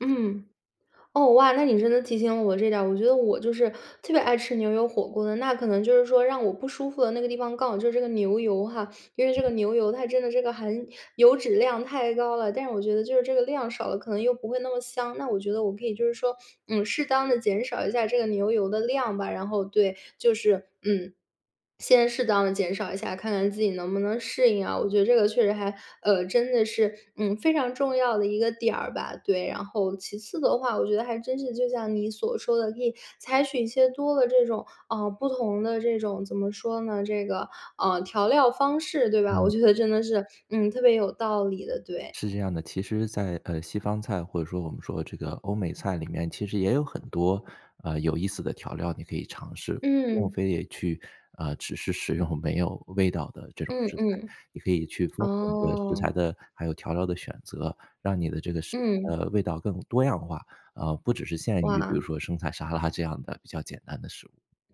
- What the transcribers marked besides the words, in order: other noise; laughing while speaking: "用"; laughing while speaking: "拉"
- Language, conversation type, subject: Chinese, advice, 你为什么总是难以养成健康的饮食习惯？